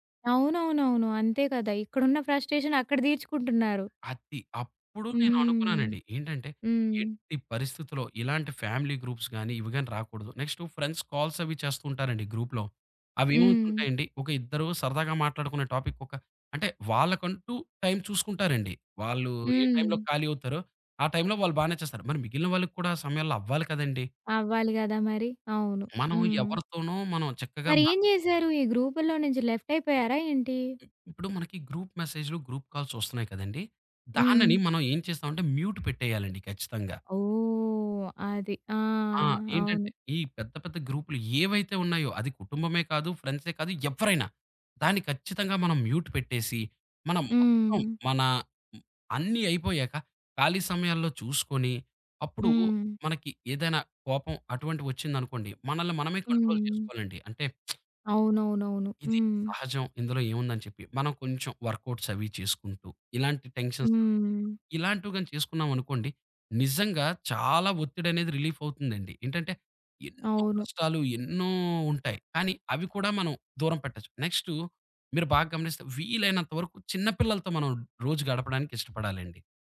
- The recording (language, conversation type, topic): Telugu, podcast, స్మార్ట్‌ఫోన్‌లో మరియు సోషల్ మీడియాలో గడిపే సమయాన్ని నియంత్రించడానికి మీకు సరళమైన మార్గం ఏది?
- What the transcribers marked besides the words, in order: in English: "ఫ్రస్ట్రేషన్"; in English: "ఫ్యామిలీ గ్రూప్స్"; in English: "ఫ్రెండ్స్ కాల్స్"; in English: "గ్రూప్‌లో"; other background noise; in English: "టాపిక్"; in English: "లెఫ్ట్"; in English: "గ్రూప్"; in English: "గ్రూప్ కాల్స్"; in English: "మ్యూట్"; in English: "మ్యూట్"; in English: "కంట్రోల్"; lip smack; in English: "వర్క్అవుట్స్"; in English: "టెన్షన్స్"; in English: "రిలీఫ్"